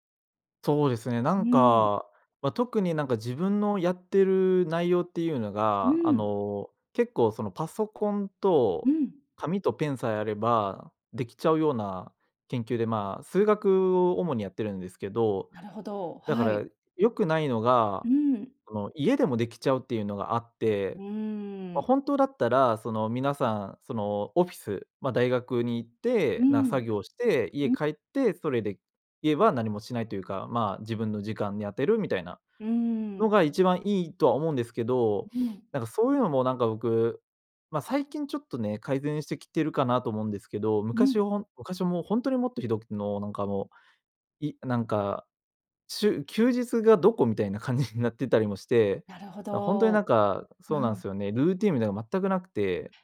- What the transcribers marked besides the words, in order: none
- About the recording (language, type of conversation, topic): Japanese, advice, ルーチンがなくて時間を無駄にしていると感じるのはなぜですか？